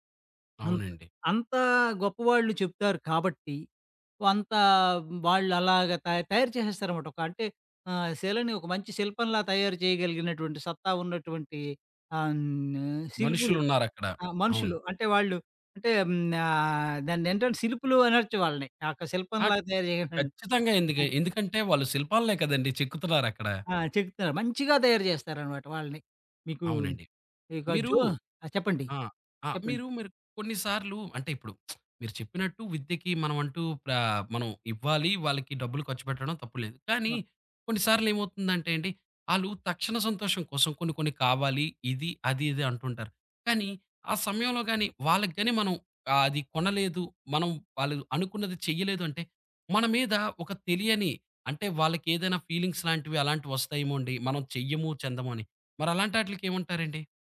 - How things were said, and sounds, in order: other background noise; lip smack; in English: "ఫీలింగ్స్"
- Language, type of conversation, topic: Telugu, podcast, పిల్లలకు తక్షణంగా ఆనందాలు కలిగించే ఖర్చులకే ప్రాధాన్యం ఇస్తారా, లేక వారి భవిష్యత్తు విద్య కోసం దాచిపెట్టడానికే ప్రాధాన్యం ఇస్తారా?